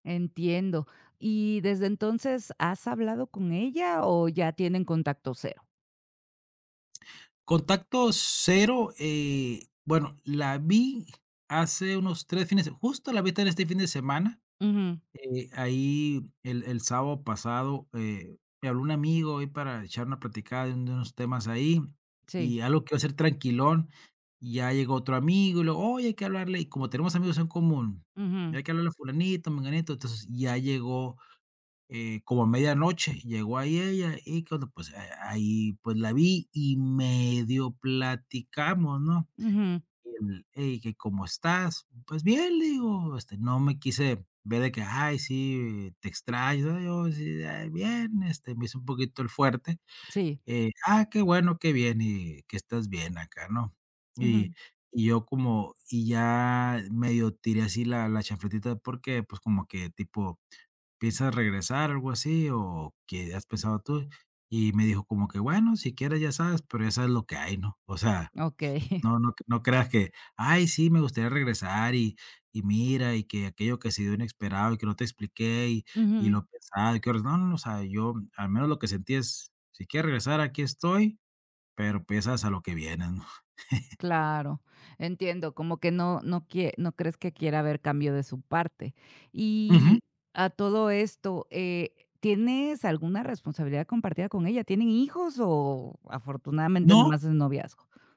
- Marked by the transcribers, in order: unintelligible speech; chuckle; chuckle
- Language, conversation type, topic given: Spanish, advice, ¿Cómo puedo afrontar una ruptura inesperada y sin explicación?